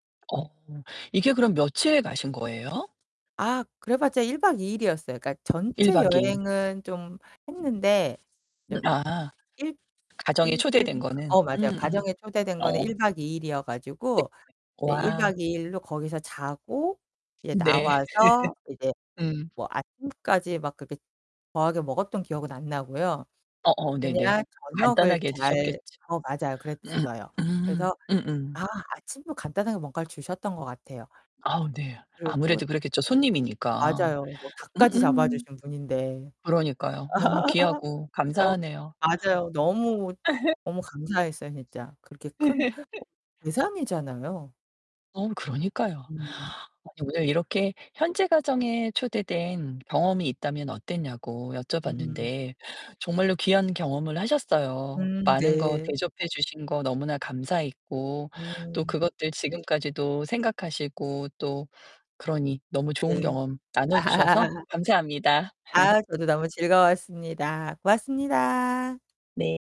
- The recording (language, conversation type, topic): Korean, podcast, 현지 가정에 초대받아 방문했던 경험이 있다면, 그때 기분이 어땠나요?
- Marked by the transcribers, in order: other background noise; static; distorted speech; laugh; laugh; laugh; laugh; unintelligible speech; laugh